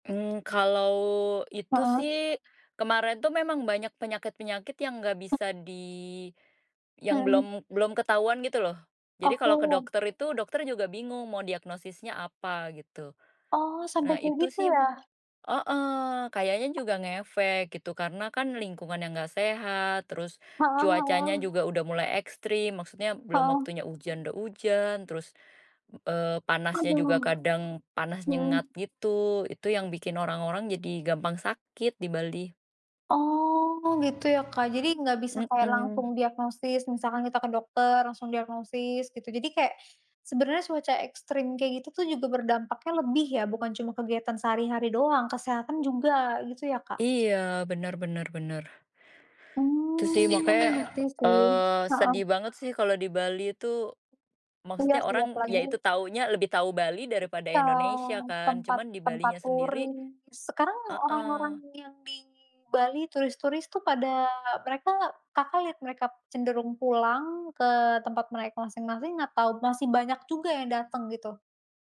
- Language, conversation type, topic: Indonesian, unstructured, Bagaimana menurutmu perubahan iklim memengaruhi kehidupan sehari-hari?
- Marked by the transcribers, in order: other background noise; tapping; horn; background speech; in English: "touring"